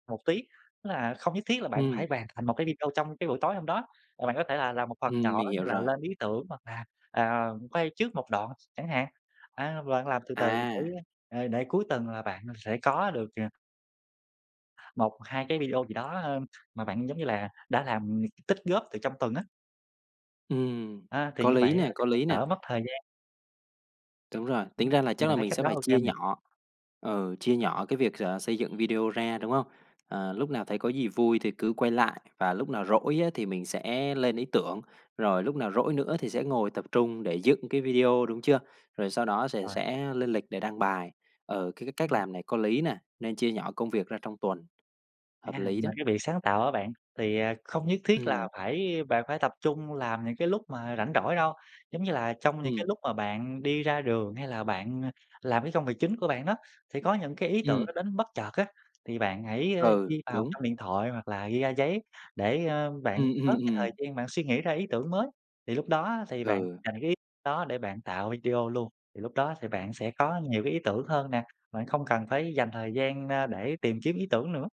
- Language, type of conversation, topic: Vietnamese, advice, Làm sao để tổ chức thời gian cho công việc sáng tạo giữa các công việc khác?
- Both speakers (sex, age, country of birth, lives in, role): male, 30-34, Vietnam, Vietnam, advisor; male, 30-34, Vietnam, Vietnam, user
- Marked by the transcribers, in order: tapping; other background noise; horn